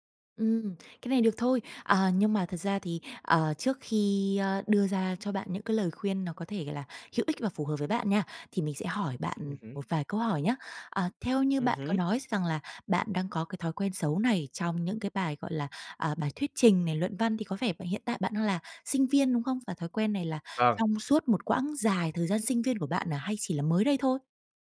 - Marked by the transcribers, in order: none
- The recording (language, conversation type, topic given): Vietnamese, advice, Làm thế nào để ước lượng chính xác thời gian hoàn thành các nhiệm vụ bạn thường xuyên làm?